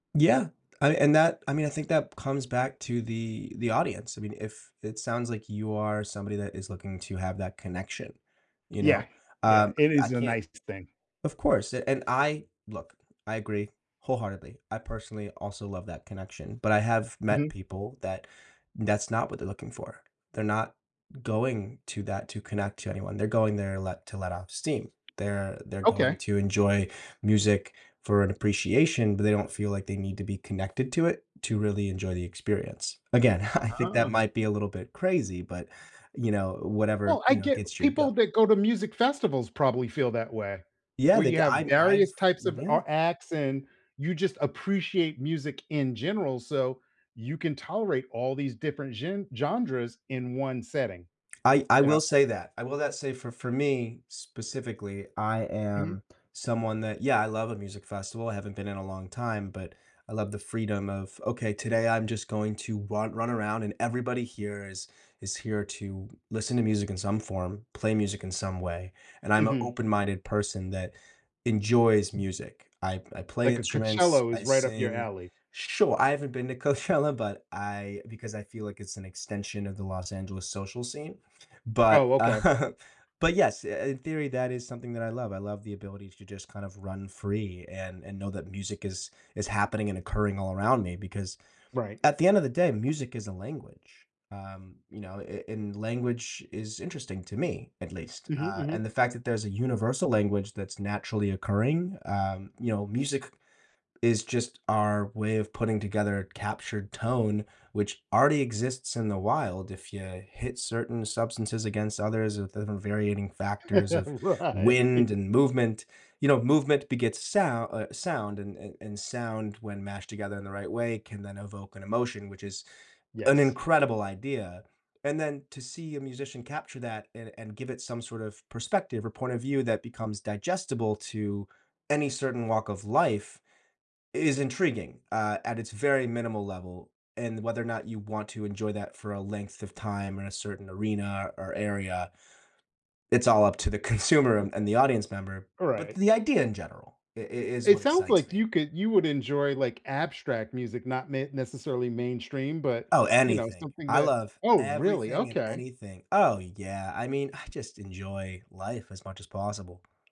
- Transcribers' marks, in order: tapping; laughing while speaking: "I"; laugh; laugh; laughing while speaking: "Right"; laughing while speaking: "to the consumer"; other background noise
- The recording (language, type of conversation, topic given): English, unstructured, What makes a live show feel magical to you, and how does that change with the crowd or venue?